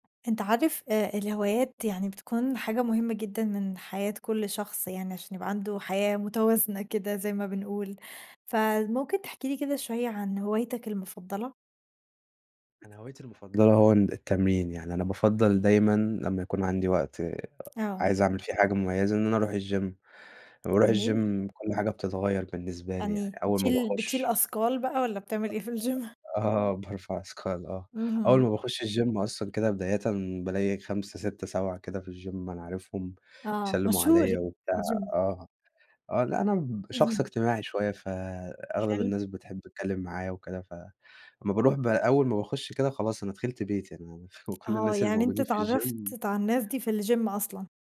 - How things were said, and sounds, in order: in English: "الجيم"; in English: "الجيم"; laughing while speaking: "إيه في الجيم؟"; unintelligible speech; in English: "الجيم؟"; in English: "الجيم"; in English: "الجيم"; unintelligible speech; in English: "الجيم"; laughing while speaking: "كل"; tapping; in English: "الجيم"; in English: "الجيم"
- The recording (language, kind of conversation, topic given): Arabic, podcast, إيه هي هوايتك المفضلة وليه؟